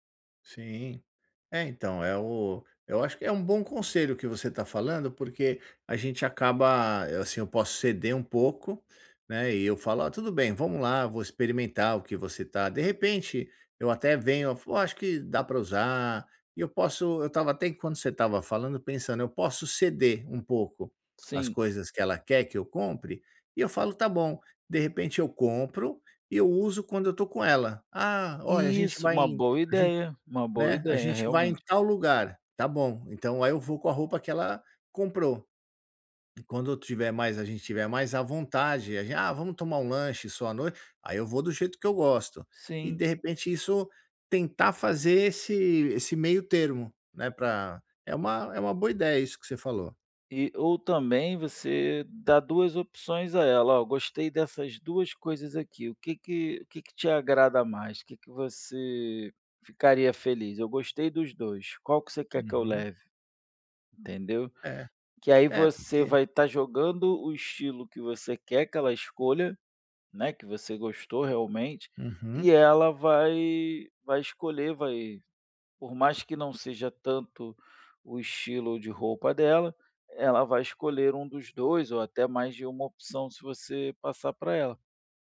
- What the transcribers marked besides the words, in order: none
- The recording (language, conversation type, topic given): Portuguese, advice, Como posso encontrar roupas que me sirvam bem e combinem comigo?